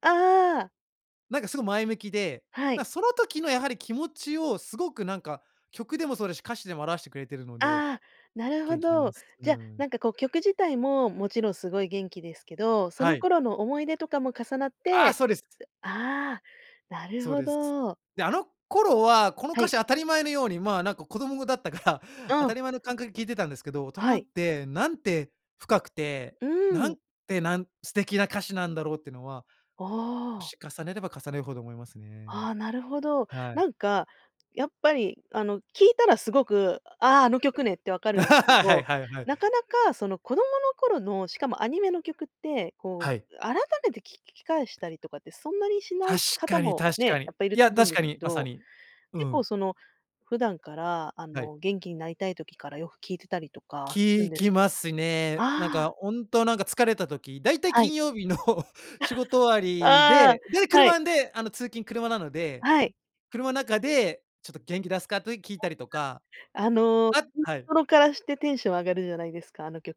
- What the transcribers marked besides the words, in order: other background noise; other noise; laugh; laughing while speaking: "金曜日の"; laugh; unintelligible speech
- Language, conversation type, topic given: Japanese, podcast, 聴くと必ず元気になれる曲はありますか？